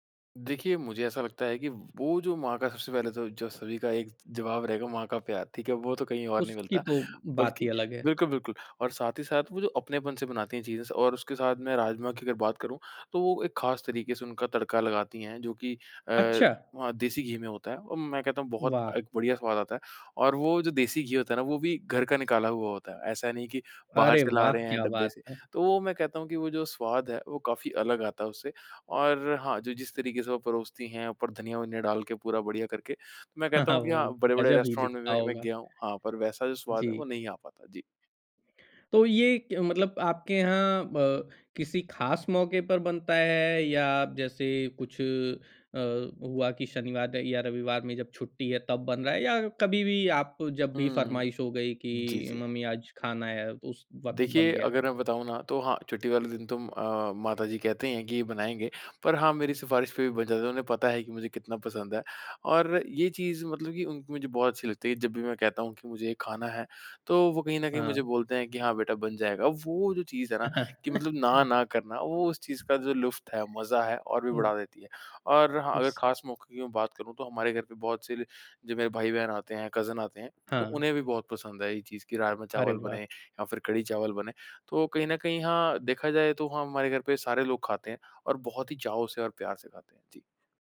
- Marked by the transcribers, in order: tapping; chuckle; in English: "रेस्टोरेंट"; chuckle; in English: "कज़िन"
- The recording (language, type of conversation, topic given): Hindi, podcast, आपका सबसे पसंदीदा घर जैसा खाना कौन सा है?